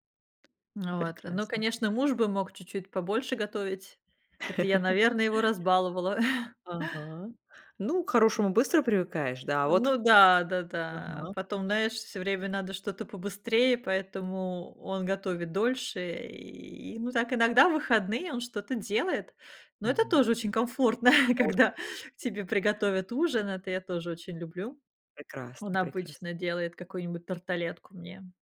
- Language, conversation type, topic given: Russian, podcast, Что для тебя значит комфортная еда?
- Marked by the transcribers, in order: tapping; laugh; chuckle; chuckle; other background noise